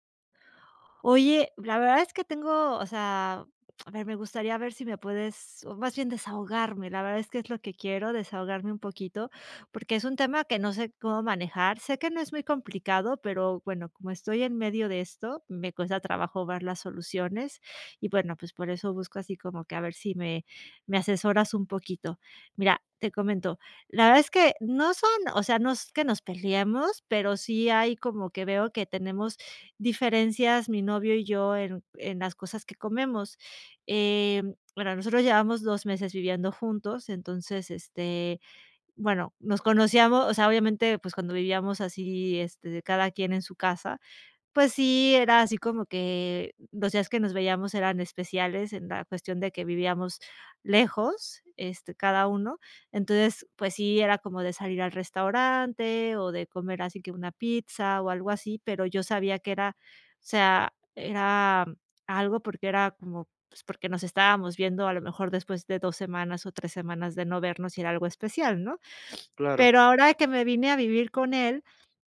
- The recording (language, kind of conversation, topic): Spanish, advice, ¿Cómo podemos manejar las peleas en pareja por hábitos alimenticios distintos en casa?
- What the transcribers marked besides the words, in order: sniff; other background noise